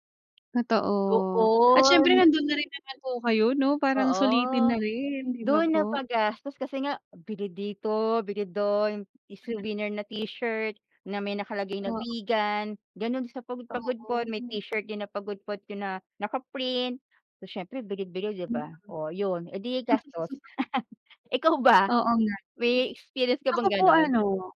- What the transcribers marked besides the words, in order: other background noise; chuckle
- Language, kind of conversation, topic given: Filipino, unstructured, Bakit sa tingin mo mahalagang maglakbay kahit mahal ang gastos?